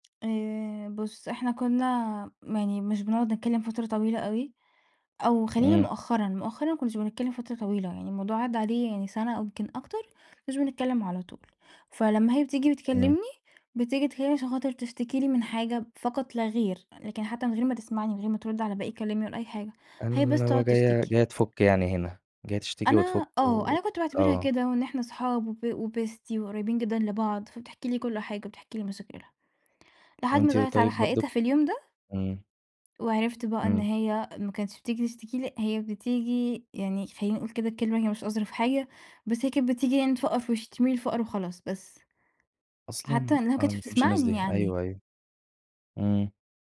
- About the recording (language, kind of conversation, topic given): Arabic, podcast, إزاي بتحافظ على صداقتك رغم الانشغال؟
- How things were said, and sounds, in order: tapping; in English: "وbestie"